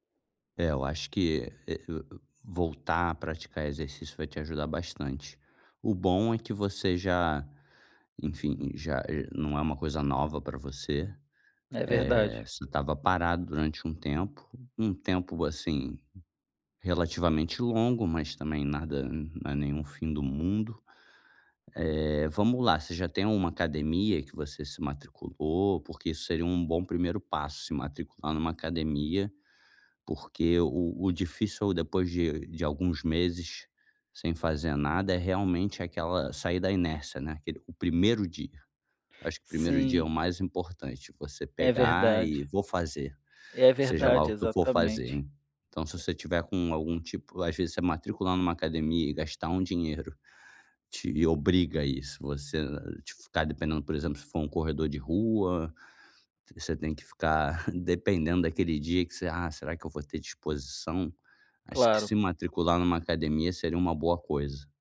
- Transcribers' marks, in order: other noise; chuckle
- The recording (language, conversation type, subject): Portuguese, advice, Como posso manter uma rotina consistente todos os dias?